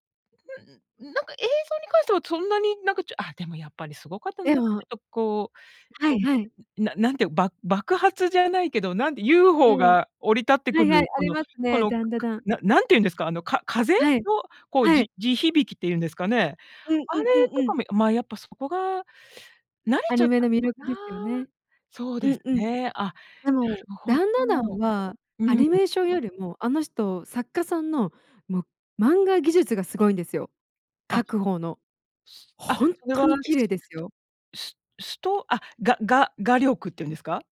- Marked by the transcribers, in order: other noise; stressed: "ホント"; unintelligible speech
- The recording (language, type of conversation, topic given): Japanese, podcast, あなたの好きなアニメの魅力はどこにありますか？